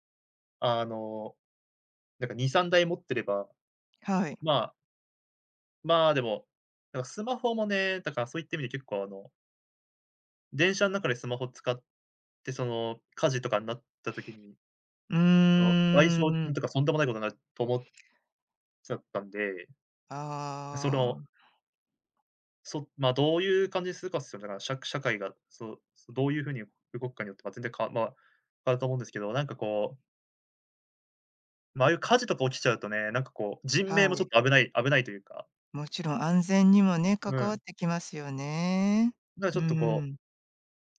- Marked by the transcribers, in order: none
- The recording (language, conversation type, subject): Japanese, podcast, 電車内でのスマホの利用マナーで、あなたが気になることは何ですか？